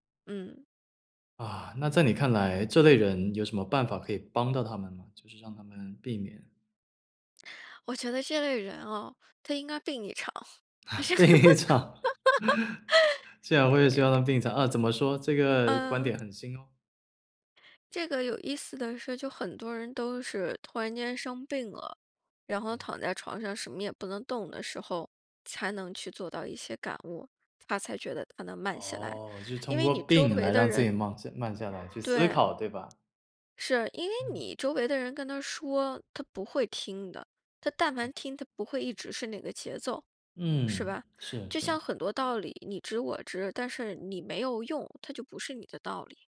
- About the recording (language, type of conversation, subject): Chinese, podcast, 你怎么知道自己需要慢下来？
- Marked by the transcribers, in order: chuckle; laughing while speaking: "病一场"; laugh